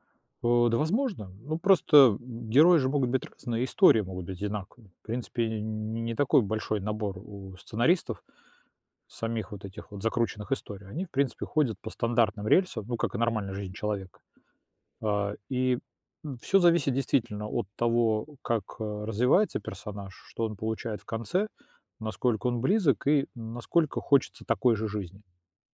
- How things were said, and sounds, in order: none
- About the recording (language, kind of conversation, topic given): Russian, podcast, Почему концовки заставляют нас спорить часами?